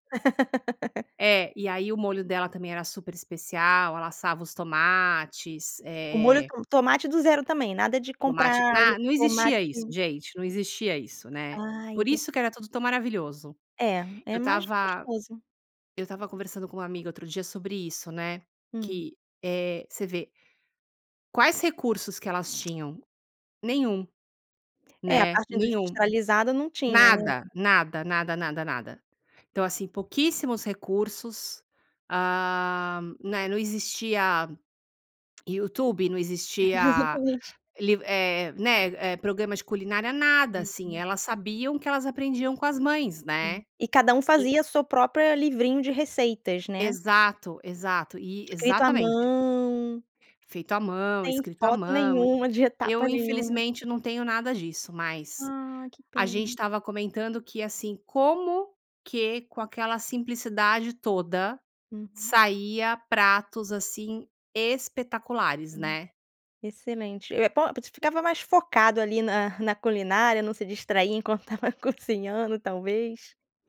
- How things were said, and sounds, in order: laugh; laughing while speaking: "Exatamente"; tapping
- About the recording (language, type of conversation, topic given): Portuguese, podcast, Que prato dos seus avós você ainda prepara?